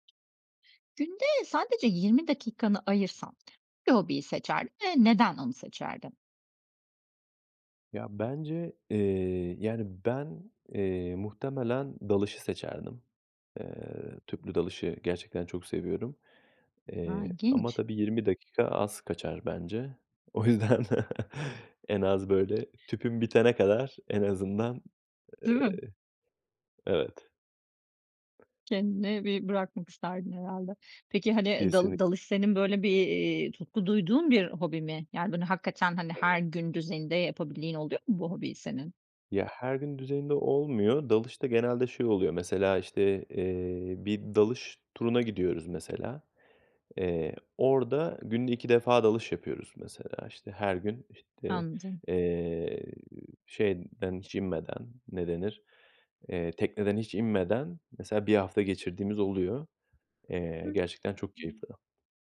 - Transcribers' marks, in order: tapping; other background noise; laughing while speaking: "O yüzden"; chuckle; unintelligible speech; unintelligible speech
- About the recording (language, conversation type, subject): Turkish, podcast, Günde sadece yirmi dakikanı ayırsan hangi hobiyi seçerdin ve neden?